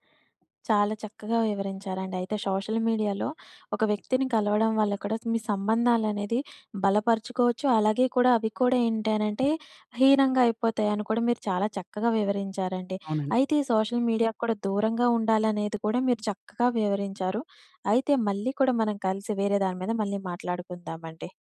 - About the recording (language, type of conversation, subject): Telugu, podcast, సామాజిక మాధ్యమాలు మీ వ్యక్తిగత సంబంధాలను ఎలా మార్చాయి?
- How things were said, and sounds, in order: in English: "సోషల్ మీడియాలో"; in English: "సోషల్"